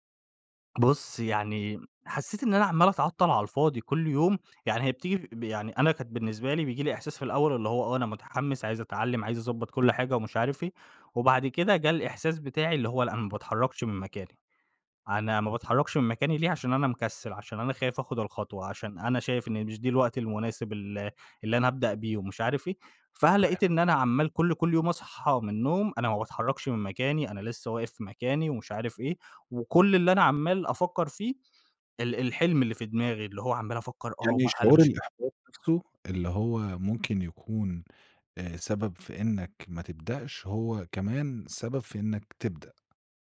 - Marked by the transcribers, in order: none
- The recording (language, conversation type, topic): Arabic, podcast, إزاي تتعامل مع المثالية الزيادة اللي بتعطّل الفلو؟